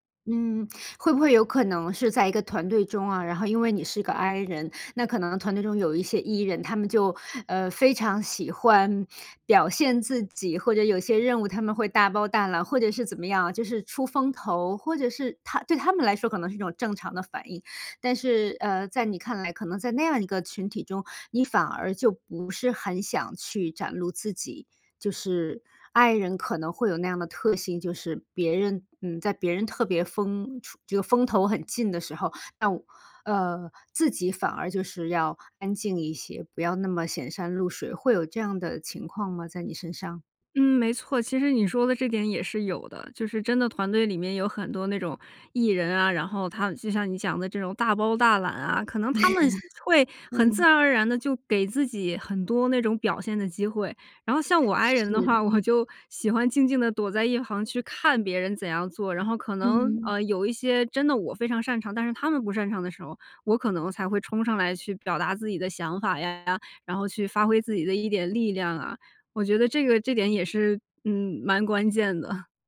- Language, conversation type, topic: Chinese, podcast, 你觉得独处对创作重要吗？
- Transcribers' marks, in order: laugh; chuckle